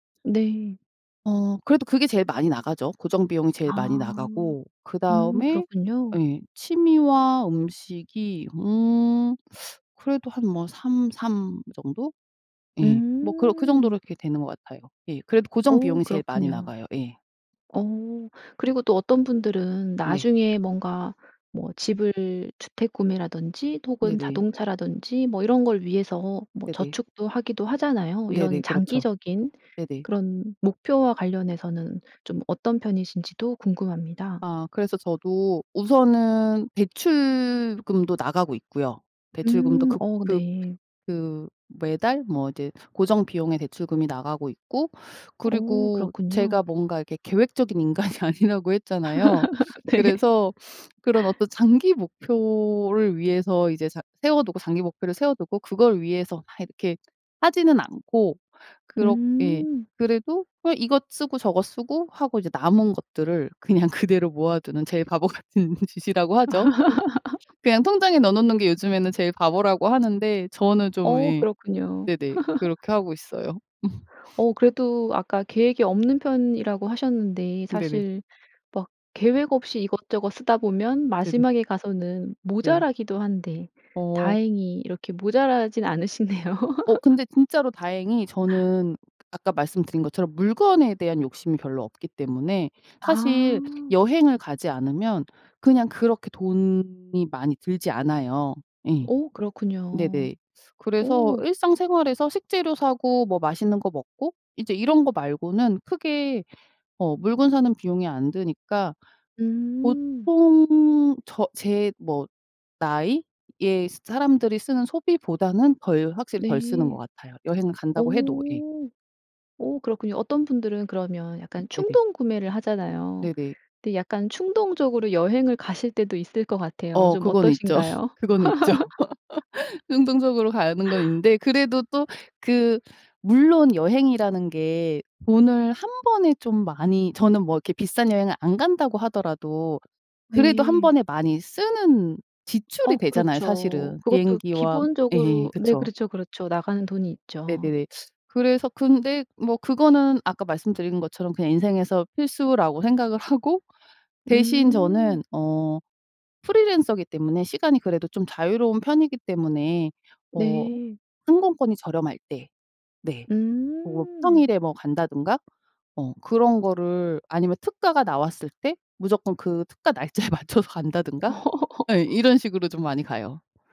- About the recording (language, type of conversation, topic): Korean, podcast, 돈을 어디에 먼저 써야 할지 우선순위는 어떻게 정하나요?
- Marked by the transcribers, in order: tapping; laughing while speaking: "인간이 아니라고"; laugh; laughing while speaking: "네"; other background noise; laughing while speaking: "그대로"; laughing while speaking: "바보 같은 짓이라고"; laugh; laugh; laughing while speaking: "음"; laughing while speaking: "않으시네요"; laugh; other noise; laugh; laughing while speaking: "날짜에 맞춰서"; laugh